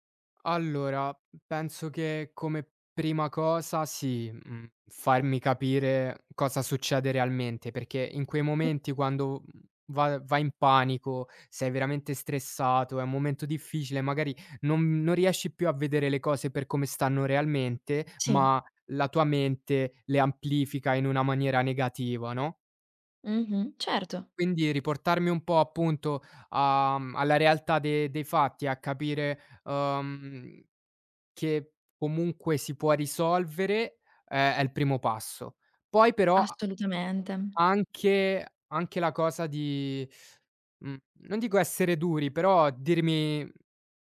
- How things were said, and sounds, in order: other background noise
- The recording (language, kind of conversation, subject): Italian, podcast, Come cerchi supporto da amici o dalla famiglia nei momenti difficili?